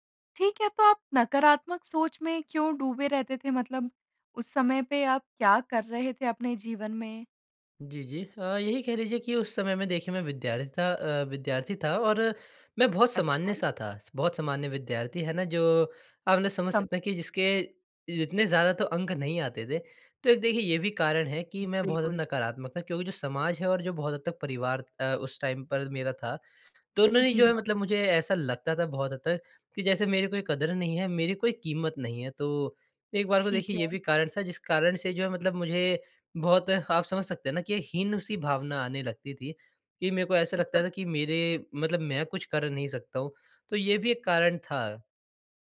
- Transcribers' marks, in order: in English: "टाइम"
- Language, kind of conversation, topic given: Hindi, podcast, तुम्हारी संगीत पसंद में सबसे बड़ा बदलाव कब आया?